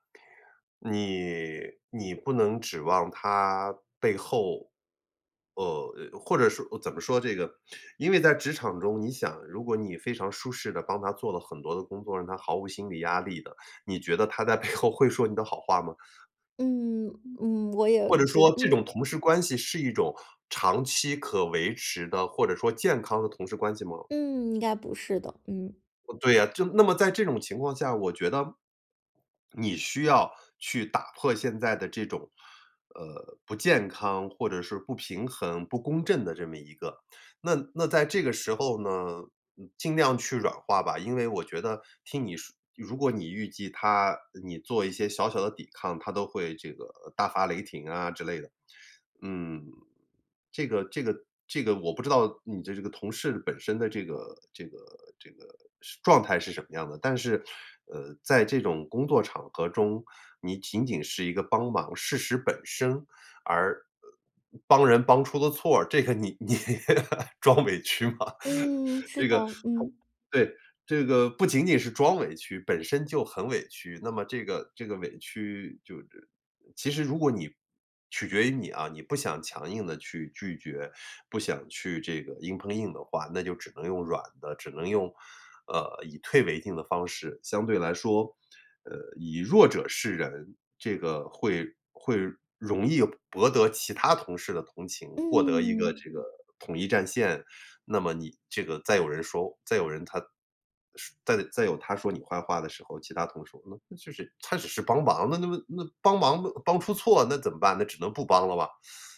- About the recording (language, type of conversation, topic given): Chinese, advice, 我工作量太大又很难拒绝别人，精力很快耗尽，该怎么办？
- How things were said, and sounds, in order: other background noise; laughing while speaking: "背后"; swallow; laughing while speaking: "你"; laugh; laughing while speaking: "吗？"; "同事" said as "同数"